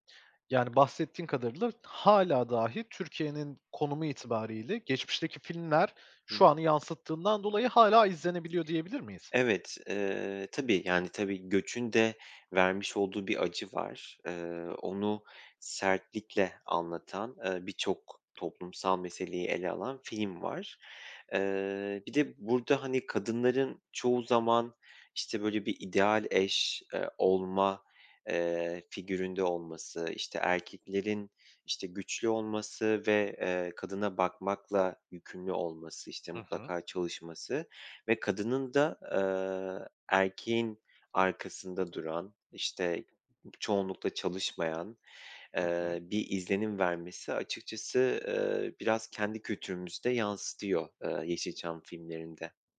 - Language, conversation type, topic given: Turkish, podcast, Yeşilçam veya eski yerli filmler sana ne çağrıştırıyor?
- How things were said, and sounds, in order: other background noise